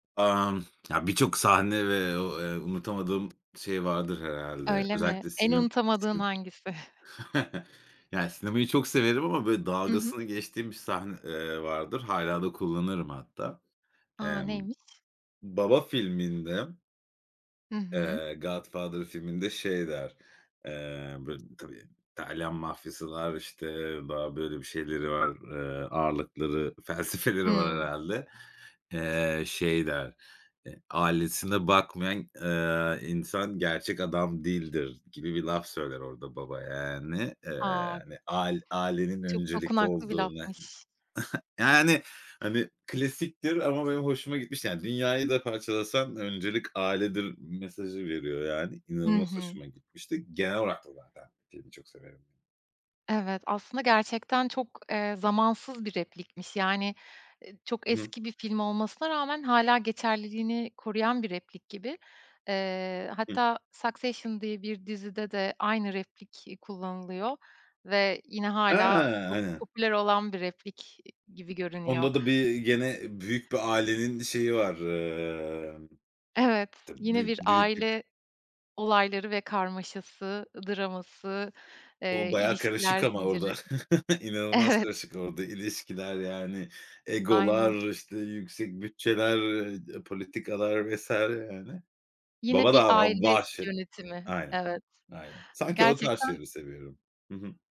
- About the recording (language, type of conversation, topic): Turkish, podcast, Hayatına dokunan bir sahneyi ya da repliği paylaşır mısın?
- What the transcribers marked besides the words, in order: other background noise; tapping; chuckle; laughing while speaking: "felsefeleri var"; scoff; unintelligible speech; chuckle; laughing while speaking: "Evet"; unintelligible speech